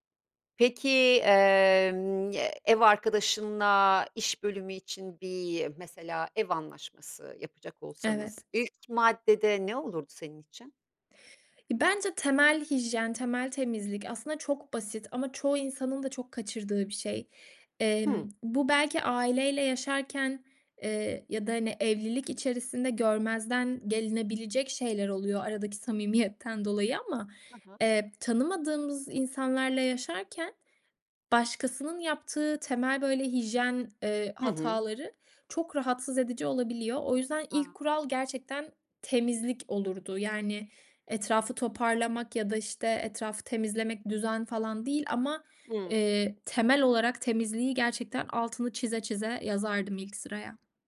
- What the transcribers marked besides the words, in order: tapping
- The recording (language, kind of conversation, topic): Turkish, podcast, Ev işleri paylaşımında adaleti nasıl sağlarsınız?